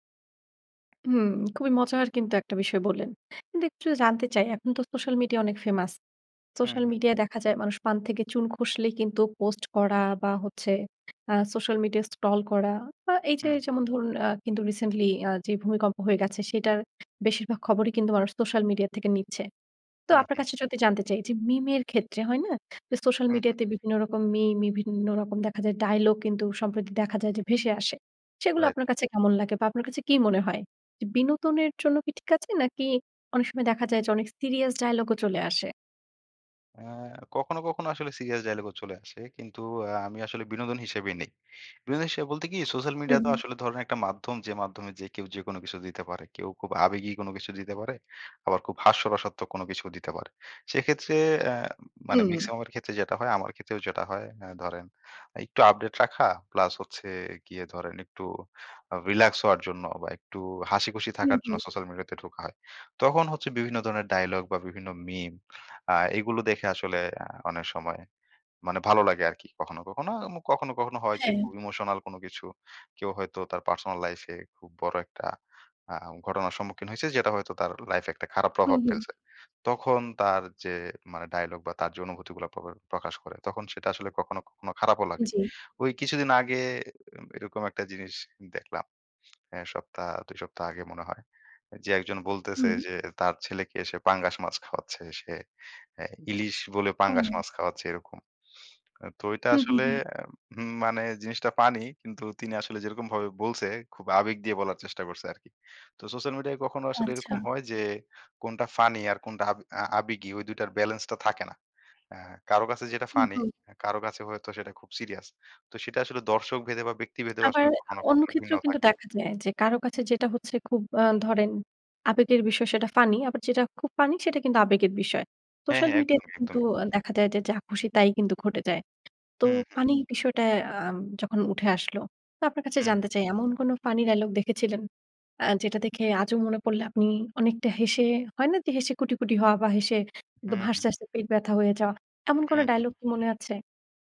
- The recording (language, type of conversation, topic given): Bengali, podcast, একটি বিখ্যাত সংলাপ কেন চিরস্থায়ী হয়ে যায় বলে আপনি মনে করেন?
- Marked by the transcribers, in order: tapping; other background noise; in English: "scroll"; horn; sniff